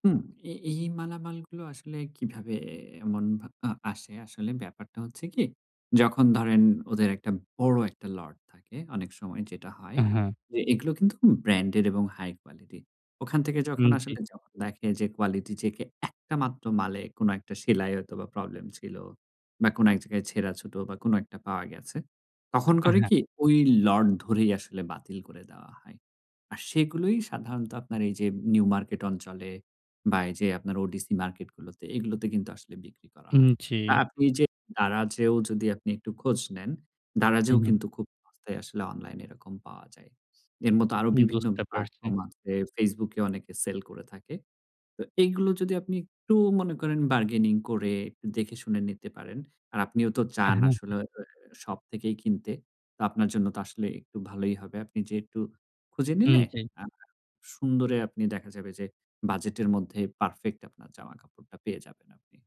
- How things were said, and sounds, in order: tapping; in English: "quality check"; in English: "bargaining"
- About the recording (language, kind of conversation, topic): Bengali, advice, বাজেটের মধ্যে স্টাইলিশ ও টেকসই পোশাক কীভাবে কেনা যায়?